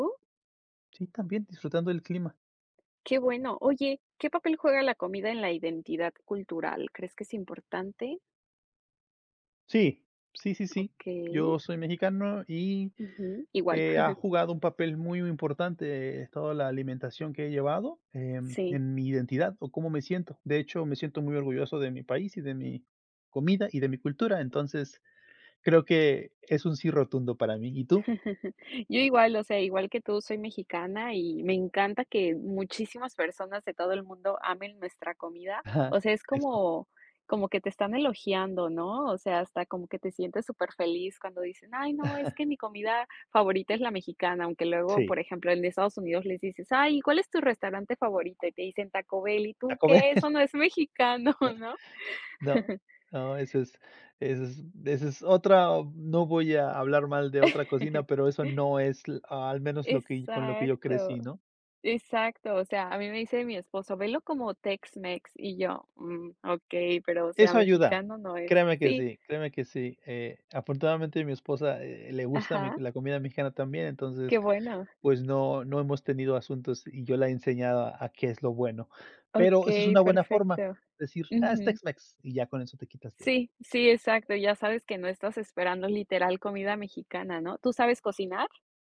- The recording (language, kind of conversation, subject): Spanish, unstructured, ¿Qué papel juega la comida en la identidad cultural?
- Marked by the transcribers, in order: chuckle; tapping; chuckle; chuckle; laughing while speaking: "Bell"; chuckle; laughing while speaking: "¿no?"; chuckle; chuckle; other background noise